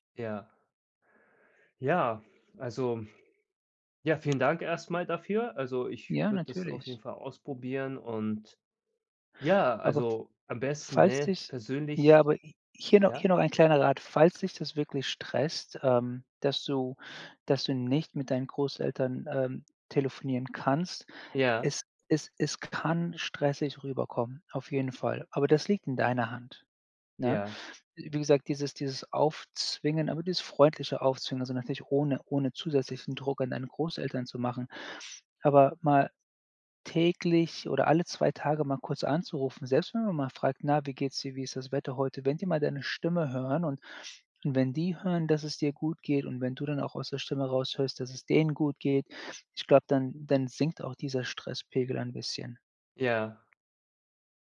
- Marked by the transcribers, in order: other background noise
- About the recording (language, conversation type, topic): German, advice, Wie kann ich mit unerwarteten Veränderungen umgehen, ohne mich überfordert oder wie gelähmt zu fühlen?